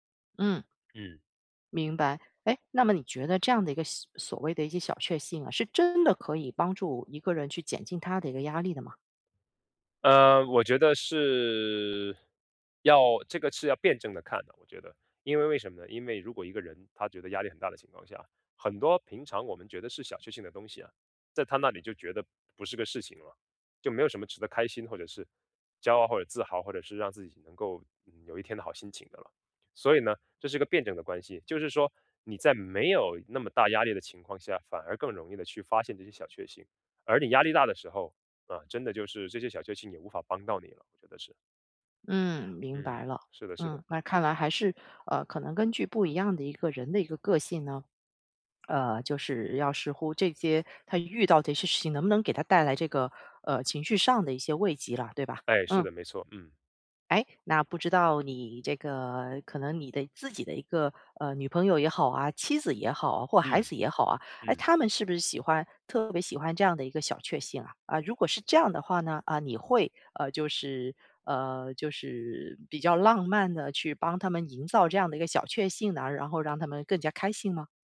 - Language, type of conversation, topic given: Chinese, podcast, 能聊聊你日常里的小确幸吗？
- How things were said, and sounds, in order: none